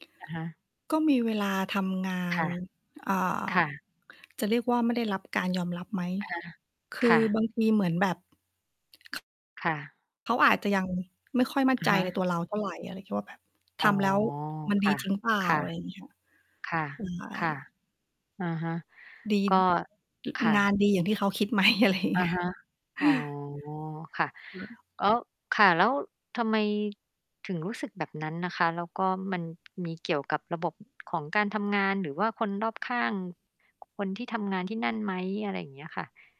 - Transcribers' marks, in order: other background noise; distorted speech; laughing while speaking: "ไหม ? อะไรอย่างเงี้ย"; unintelligible speech; tapping
- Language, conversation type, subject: Thai, unstructured, คุณเคยรู้สึกไหมว่าทำงานหนักแต่ไม่ได้รับการยอมรับ?